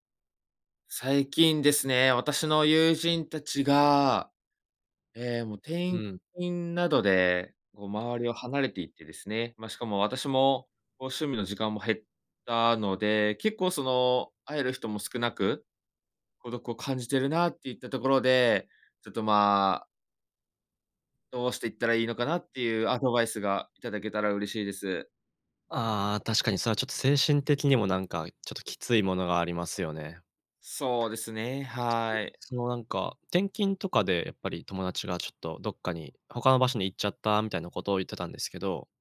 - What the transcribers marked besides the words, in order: other noise
- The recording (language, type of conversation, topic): Japanese, advice, 趣味に取り組む時間や友人と過ごす時間が減って孤独を感じるのはなぜですか？